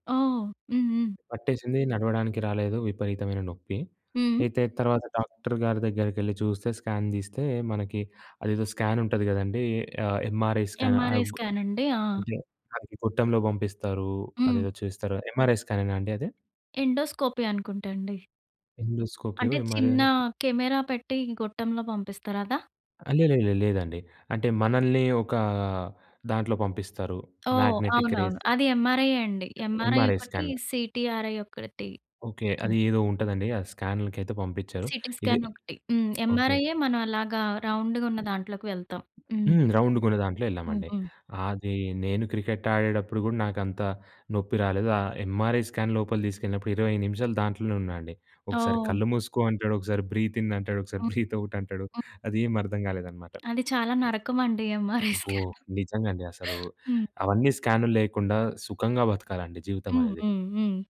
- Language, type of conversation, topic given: Telugu, podcast, సాయంత్రం మీరు విశ్రాంతి పొందడానికి సాధారణంగా చేసే చిన్న పనులు ఏవి?
- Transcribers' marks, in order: in English: "స్కాన్"; in English: "స్కాన్"; in English: "ఎంఆర్ఐ స్కాన్"; in English: "ఎంఆర్ఐ స్కాన్"; in English: "ఎండోస్కోపీ"; in English: "ఎంఆర్ఐ"; in English: "కెమెరా"; in English: "మాగ్నెటిక్ రేస్"; in English: "ఏంఆర్ఐ"; in English: "ఎంఆర్ఐ స్కాన్"; in English: "ఎంఆర్ఐ"; in English: "సీటీఆర్ఐ"; in English: "సీటీ స్కాన్"; in English: "రౌండ్‌గున్న"; other background noise; in English: "రౌండ్‌గా"; in English: "ఎంఆర్ఐ స్కాన్"; in English: "బ్రీత్ ఇన్"; in English: "బ్రీత్ ఔట్"; laughing while speaking: "ఎంఆర్ఐ స్కాన్"; in English: "ఎంఆర్ఐ స్కాన్"